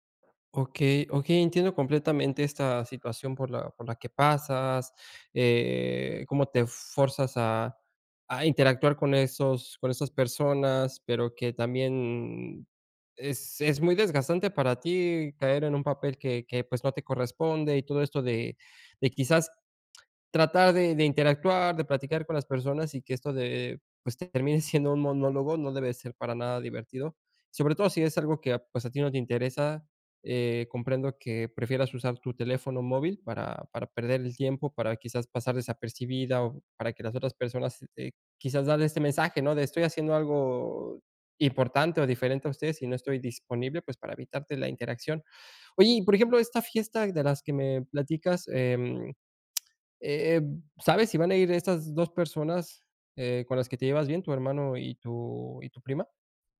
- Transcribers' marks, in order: "fuerzas" said as "forzas"; other background noise
- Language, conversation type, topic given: Spanish, advice, ¿Cómo manejar la ansiedad antes de una fiesta o celebración?